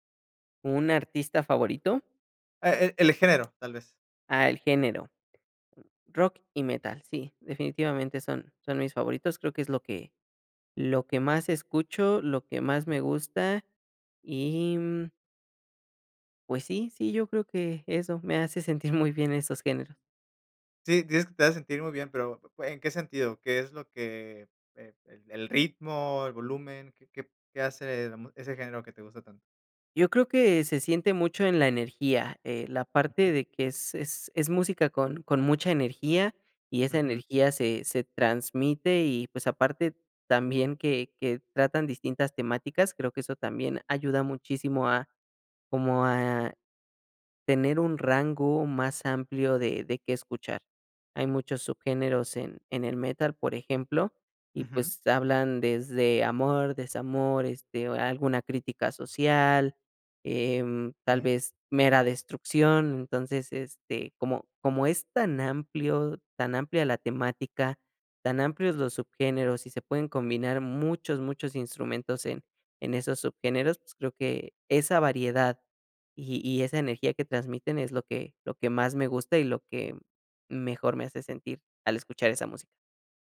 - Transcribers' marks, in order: tapping; other background noise; giggle
- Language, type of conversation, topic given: Spanish, podcast, ¿Qué canción te transporta a la infancia?